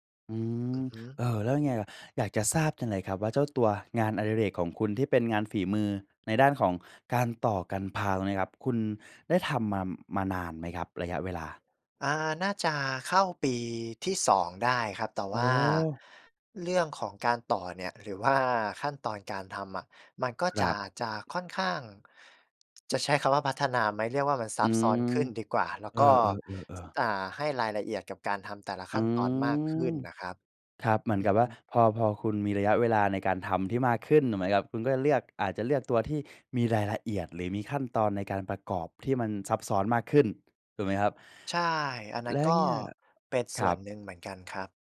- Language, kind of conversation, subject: Thai, podcast, งานฝีมือช่วยให้คุณผ่อนคลายได้อย่างไร?
- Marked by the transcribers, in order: laughing while speaking: "ว่า"; other background noise